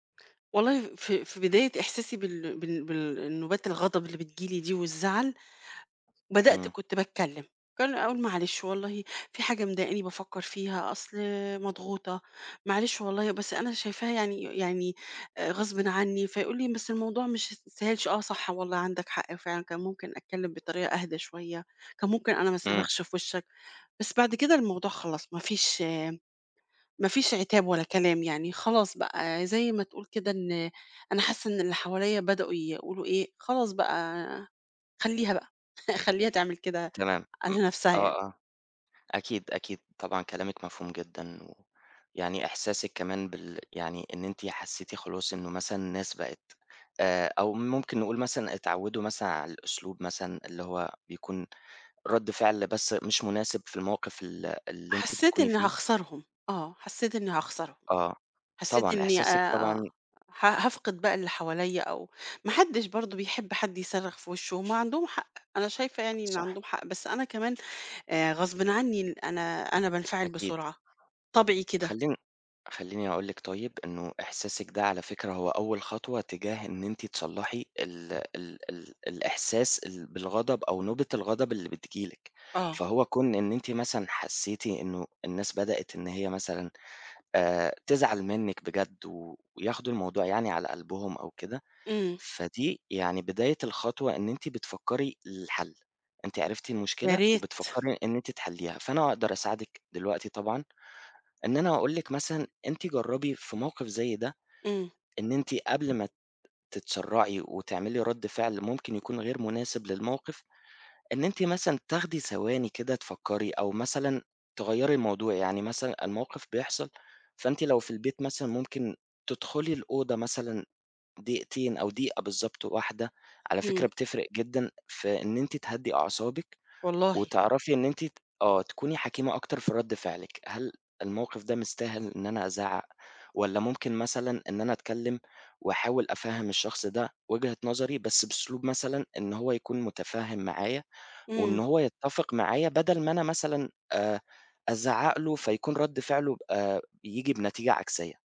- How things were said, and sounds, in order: chuckle; tapping; other background noise
- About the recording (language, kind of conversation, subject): Arabic, advice, إزاي بتتعامل مع نوبات الغضب السريعة وردود الفعل المبالغ فيها عندك؟
- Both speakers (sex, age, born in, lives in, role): female, 50-54, Egypt, Portugal, user; male, 25-29, United Arab Emirates, Egypt, advisor